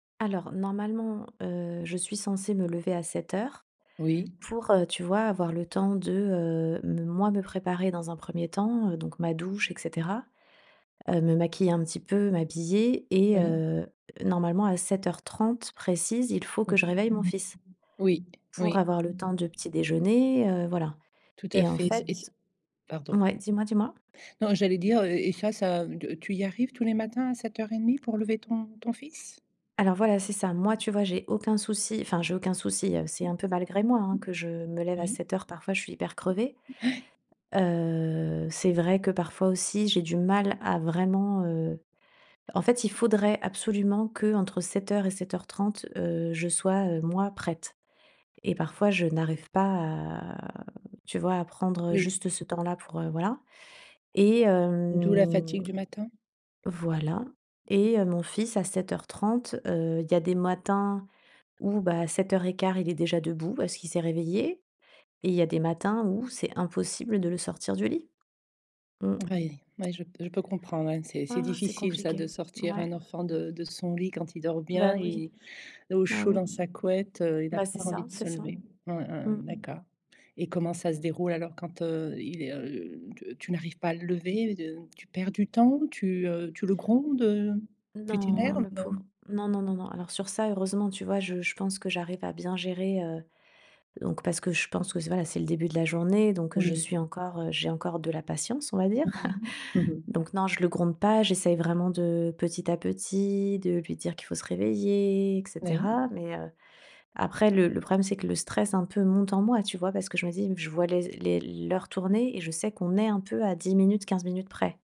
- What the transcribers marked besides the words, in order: tapping; other background noise; drawn out: "à"; drawn out: "hem"; chuckle; stressed: "est"
- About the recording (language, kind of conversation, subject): French, advice, Comment puis-je instaurer une routine matinale stable ?